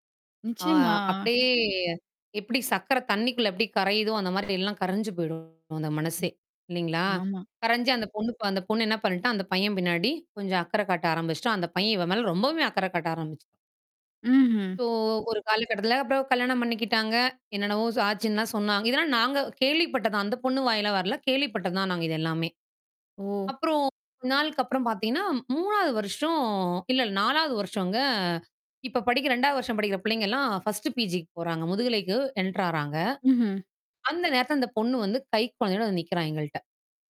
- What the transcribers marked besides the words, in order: static; mechanical hum; distorted speech; tapping; other background noise
- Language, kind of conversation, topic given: Tamil, podcast, ஒருவர் சோகமாகப் பேசும்போது அவர்களுக்கு ஆதரவாக நீங்கள் என்ன சொல்வீர்கள்?